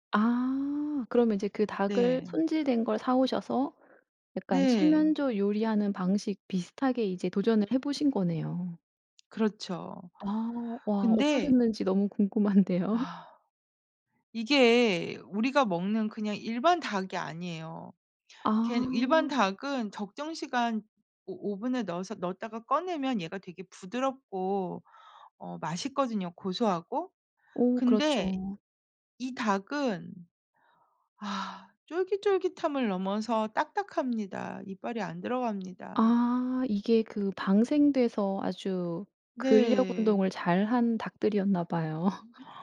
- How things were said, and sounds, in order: other background noise; tapping; laugh
- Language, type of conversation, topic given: Korean, podcast, 가족이 챙기는 특별한 음식이나 조리법이 있나요?